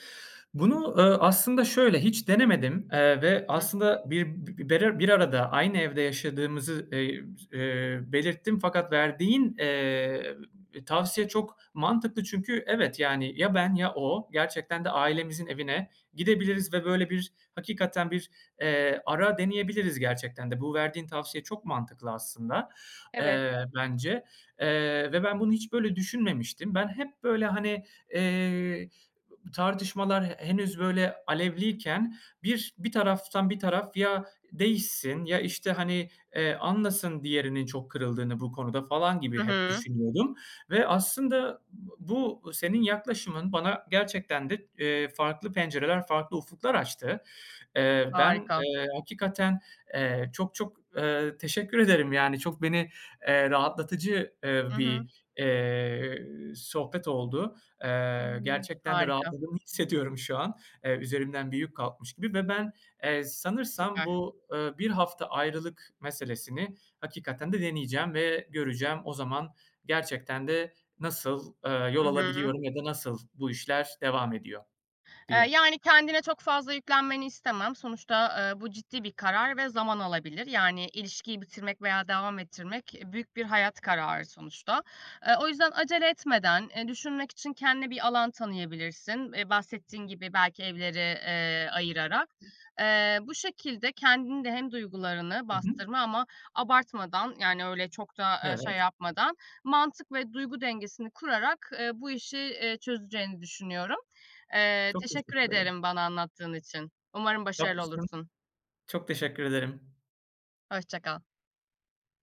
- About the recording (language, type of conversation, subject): Turkish, advice, İlişkimi bitirip bitirmemek konusunda neden kararsız kalıyorum?
- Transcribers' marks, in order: other noise; unintelligible speech; unintelligible speech; other background noise; unintelligible speech